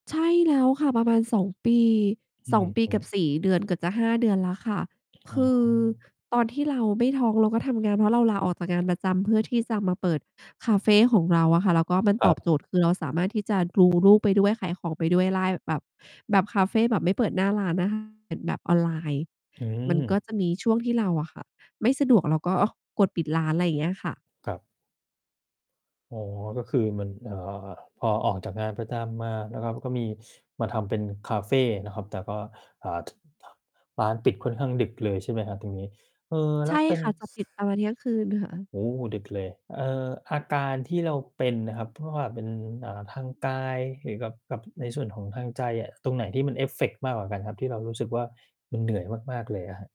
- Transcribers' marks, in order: mechanical hum; distorted speech; "ได้" said as "ล่าย"; other noise; stressed: "เอฟเฟกต์"
- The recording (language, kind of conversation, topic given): Thai, advice, ฉันควรเริ่มฟื้นฟูตัวเองจากความเหนื่อยสะสมอย่างไรดี?